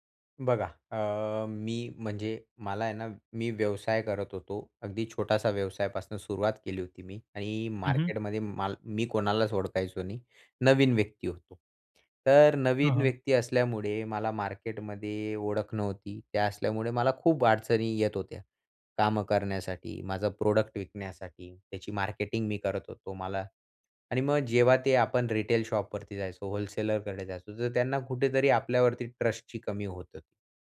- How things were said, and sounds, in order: in English: "प्रोडक्ट"; in English: "रिटेल शॉपवरती"; in English: "होल्सेलरकडे"; in English: "ट्रस्टची"
- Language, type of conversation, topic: Marathi, podcast, नेटवर्किंगमध्ये सुरुवात कशी करावी?